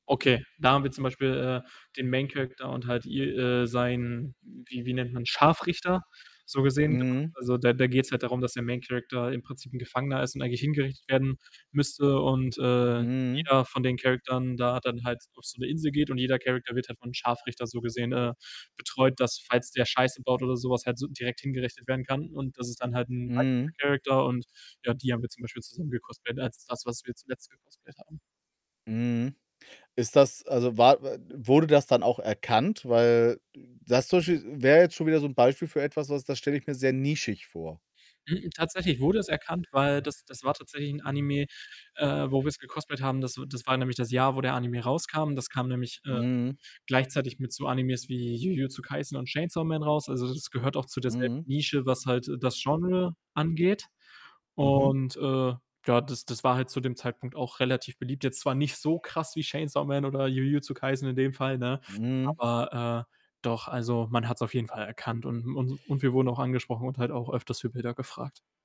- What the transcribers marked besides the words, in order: static; in English: "Main Character"; distorted speech; in English: "Main Character"; in English: "Character"; other background noise
- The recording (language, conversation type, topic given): German, unstructured, Was bedeutet dir dein Hobby persönlich?